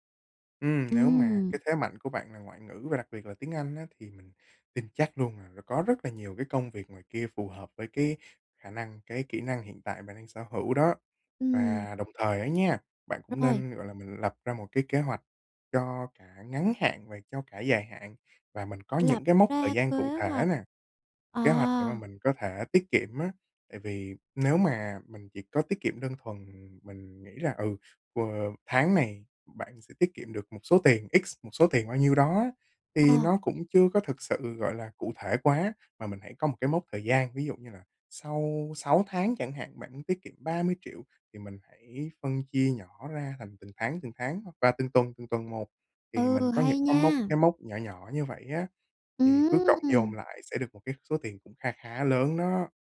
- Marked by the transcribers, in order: tapping
- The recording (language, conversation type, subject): Vietnamese, advice, Bạn cần chuẩn bị tài chính thế nào trước một thay đổi lớn trong cuộc sống?